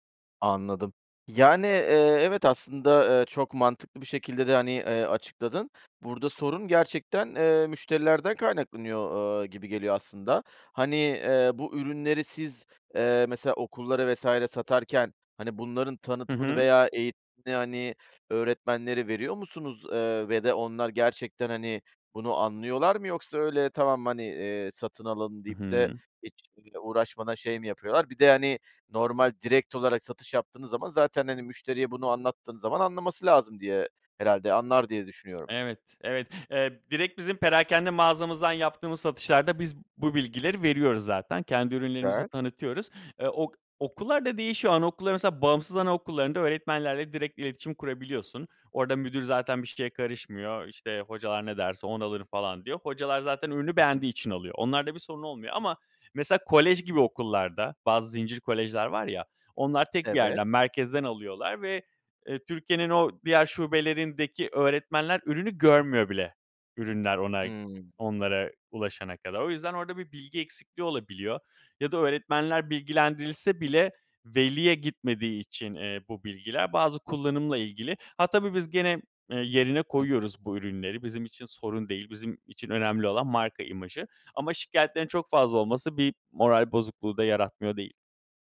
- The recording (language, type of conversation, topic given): Turkish, advice, Müşteri şikayetleriyle başa çıkmakta zorlanıp moralim bozulduğunda ne yapabilirim?
- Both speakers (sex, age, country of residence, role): male, 35-39, Greece, user; male, 40-44, Greece, advisor
- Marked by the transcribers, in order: unintelligible speech; tapping; unintelligible speech